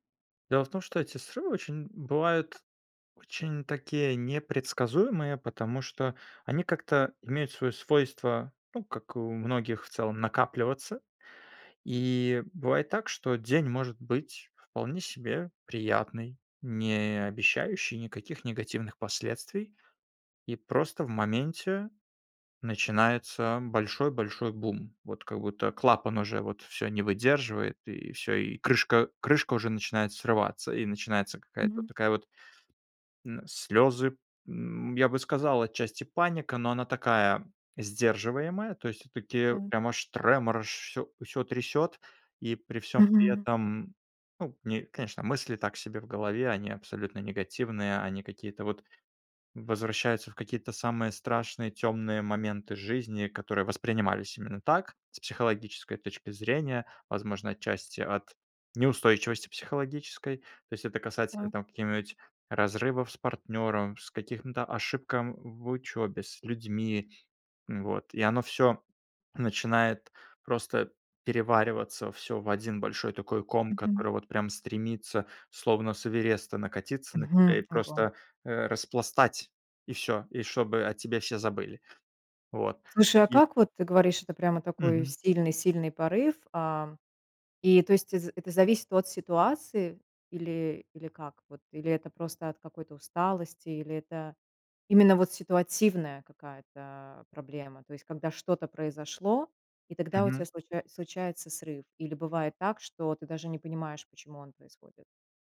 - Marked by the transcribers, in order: tapping; other background noise
- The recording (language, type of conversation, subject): Russian, podcast, Как справляться со срывами и возвращаться в привычный ритм?